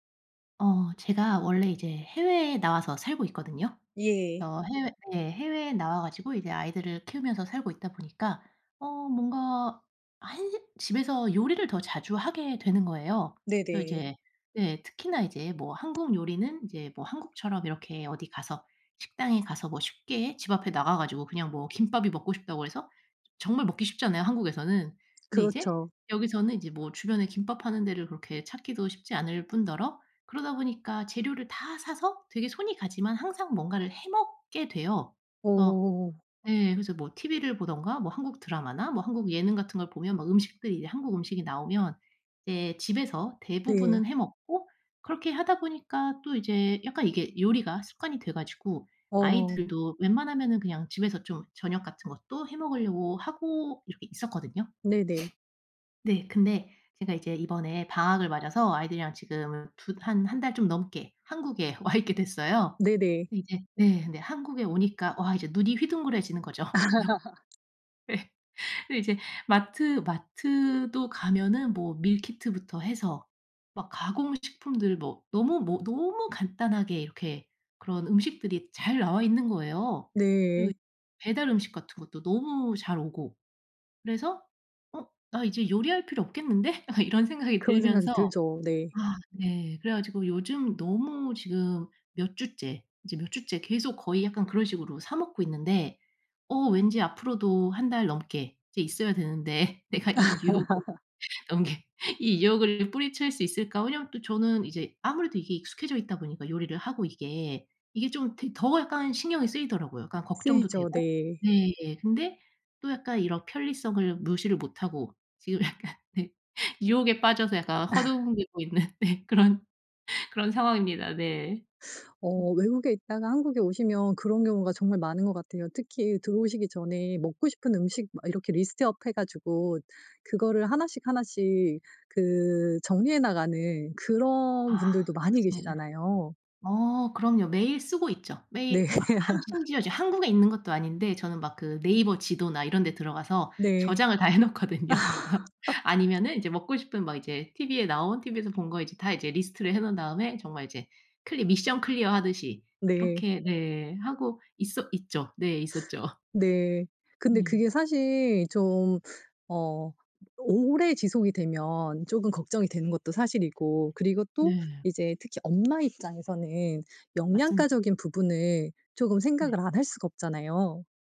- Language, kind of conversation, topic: Korean, advice, 바쁜 일상에서 가공식품 섭취를 간단히 줄이고 식습관을 개선하려면 어떻게 해야 하나요?
- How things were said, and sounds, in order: tapping; sniff; laughing while speaking: "와 있게 됐어요"; laugh; laugh; laughing while speaking: "예. 근데 이제"; laughing while speaking: "되는데 '내가 이 유혹을 넘길"; laugh; laughing while speaking: "지금 약간 네. 유혹에 빠져서 약간 어 허둥대고 있는 네 그런"; laugh; in English: "리스트업"; laugh; laughing while speaking: "해 놓거든요. 그래서"; laugh; in English: "미션 클리어하듯이"; sniff; other background noise